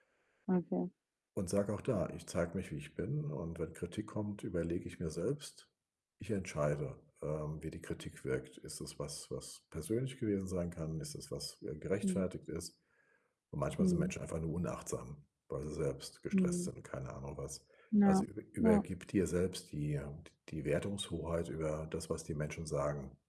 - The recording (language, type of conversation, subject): German, advice, Wie kann ich trotz Angst vor Bewertung und Scheitern ins Tun kommen?
- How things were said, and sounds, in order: other background noise